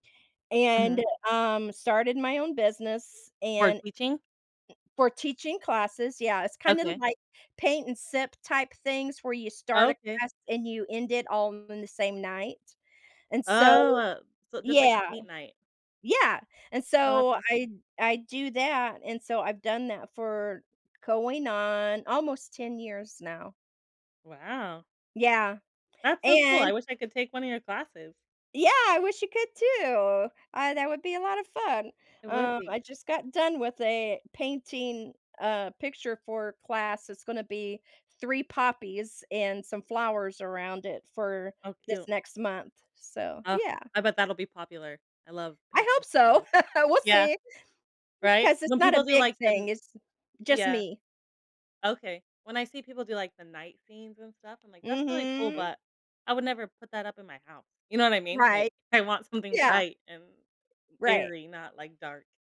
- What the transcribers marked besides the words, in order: drawn out: "Oh"; chuckle; other background noise
- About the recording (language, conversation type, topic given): English, unstructured, How does revisiting old memories change our current feelings?